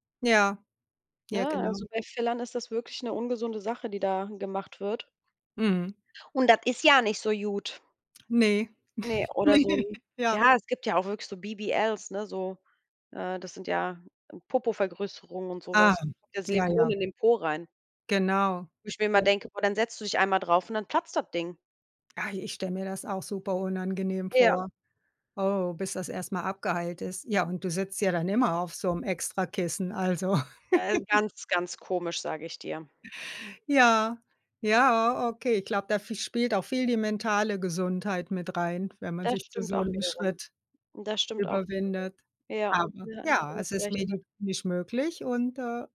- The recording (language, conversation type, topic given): German, unstructured, Wie hat sich unser Leben durch medizinische Entdeckungen verändert?
- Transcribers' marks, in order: other background noise; put-on voice: "Und das ist ja nicht so gut"; chuckle; laughing while speaking: "ne"; in English: "BBLs"; unintelligible speech; chuckle; unintelligible speech